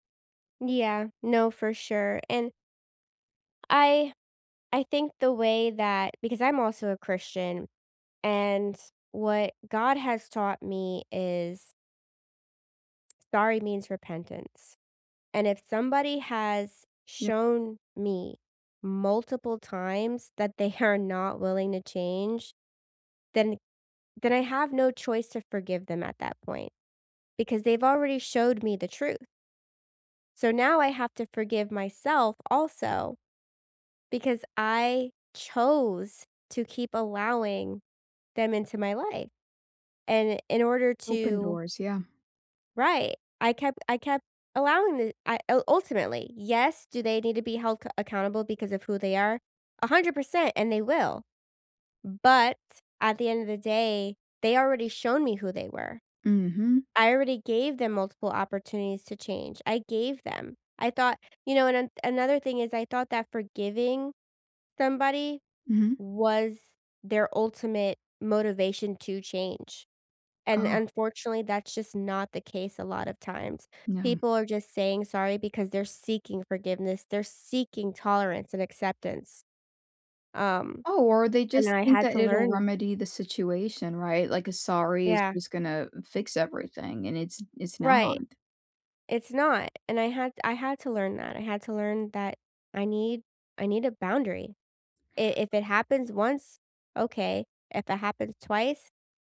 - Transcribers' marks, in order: laughing while speaking: "are"; other background noise; stressed: "seeking"; stressed: "seeking"; tapping
- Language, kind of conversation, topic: English, unstructured, How do you know when to forgive and when to hold someone accountable?